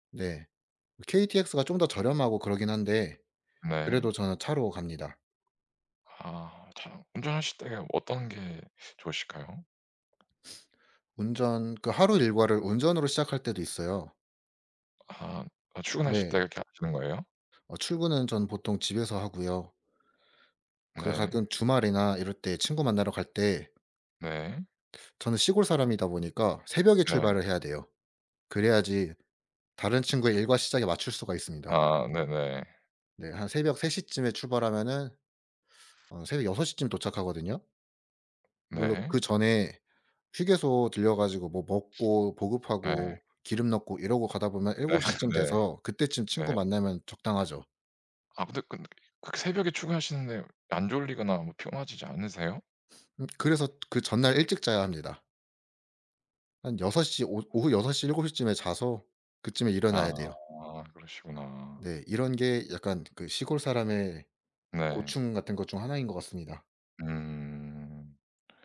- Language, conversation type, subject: Korean, unstructured, 오늘 하루는 보통 어떻게 시작하세요?
- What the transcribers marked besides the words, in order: other background noise; sniff; unintelligible speech; tapping; laughing while speaking: "네"